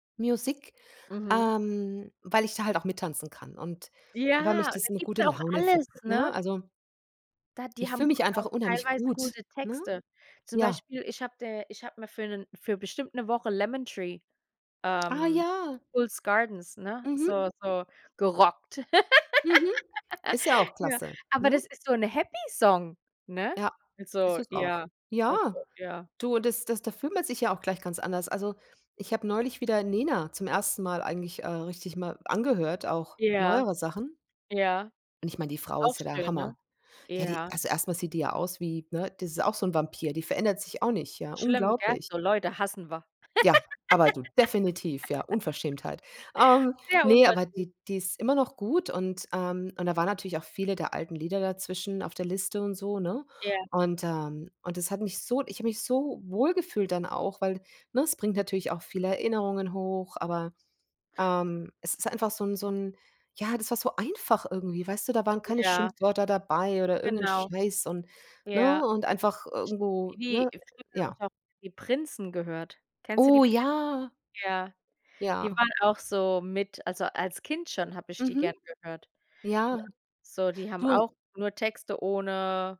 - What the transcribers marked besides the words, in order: put-on voice: "Music"; unintelligible speech; joyful: "Ah, ja"; laugh; laugh; other background noise; unintelligible speech; anticipating: "Oh, ja"; drawn out: "ja"
- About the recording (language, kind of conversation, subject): German, unstructured, Wie hat sich dein Musikgeschmack im Laufe der Jahre verändert?
- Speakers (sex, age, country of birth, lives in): female, 35-39, Germany, United States; female, 50-54, Germany, Germany